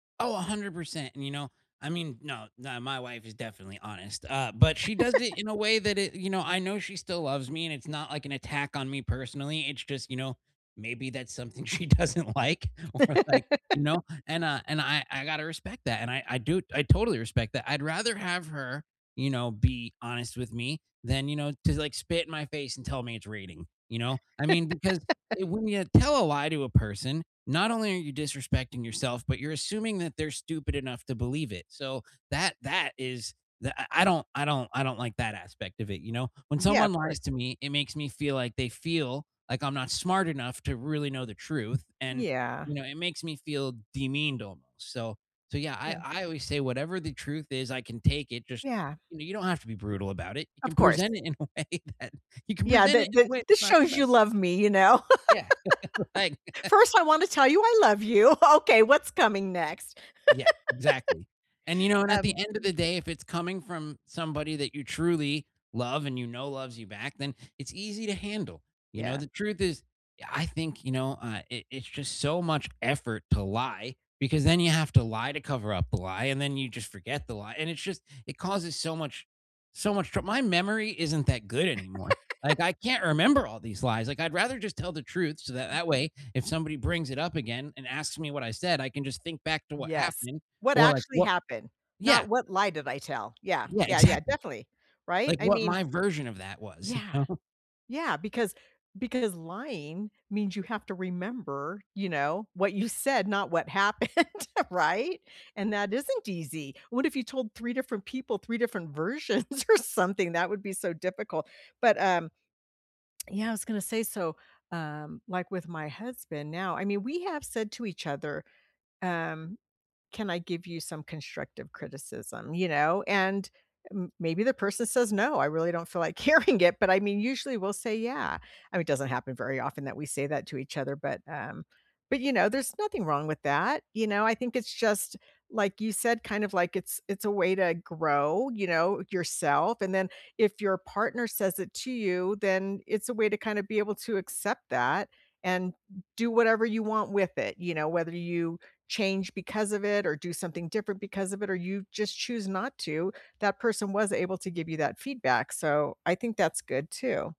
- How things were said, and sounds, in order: laugh; laughing while speaking: "she doesn't like"; laugh; laugh; laughing while speaking: "in a way that"; laughing while speaking: "right"; laugh; laugh; laugh; unintelligible speech; laughing while speaking: "you know?"; laughing while speaking: "happened"; tsk; laughing while speaking: "hearing it"
- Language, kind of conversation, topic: English, unstructured, What does honesty mean to you in everyday life?
- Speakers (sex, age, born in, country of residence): female, 60-64, United States, United States; male, 40-44, United States, United States